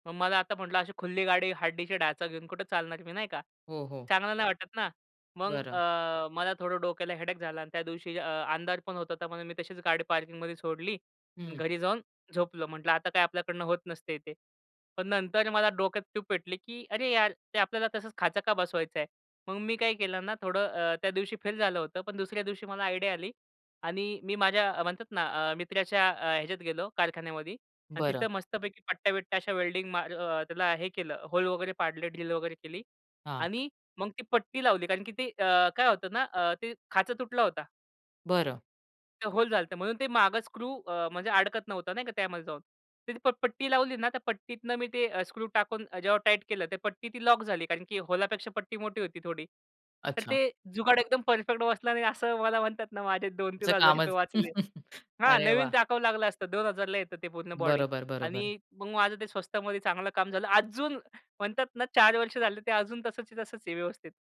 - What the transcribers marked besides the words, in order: in English: "हेडॅक"; laughing while speaking: "असं मला म्हणतात ना, माझे दोन तीन हजार रुपये वाचले"; chuckle; joyful: "अजून म्हणतात ना, चार वर्ष झाले, ते अजून तसच्या तसंच आहे व्यवस्थित"
- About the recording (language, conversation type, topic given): Marathi, podcast, हस्तकला आणि स्वतःहून बनवण्याच्या कामात तुला नेमकं काय आवडतं?